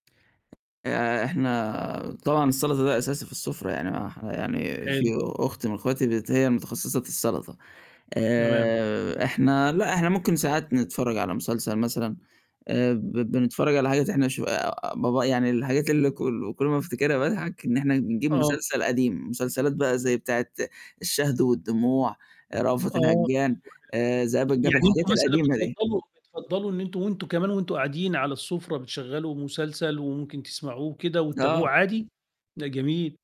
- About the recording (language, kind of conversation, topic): Arabic, podcast, إيه طقوس عشا العيلة عندكم؟
- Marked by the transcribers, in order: tapping; unintelligible speech; other noise; static